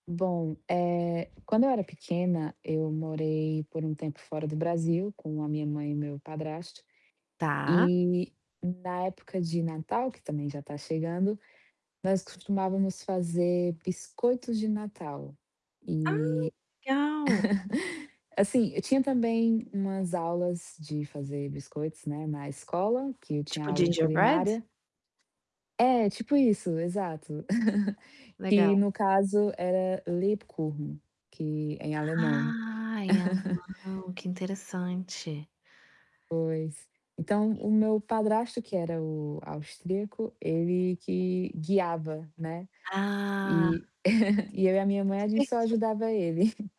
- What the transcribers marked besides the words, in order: static; tapping; laugh; in English: "ginger bread?"; chuckle; in German: "Lebkuchen"; drawn out: "Ai"; chuckle; other background noise; chuckle; drawn out: "Ah"; distorted speech
- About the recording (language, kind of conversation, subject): Portuguese, podcast, Que prato ou receita costuma ser um gesto de cuidado na sua família?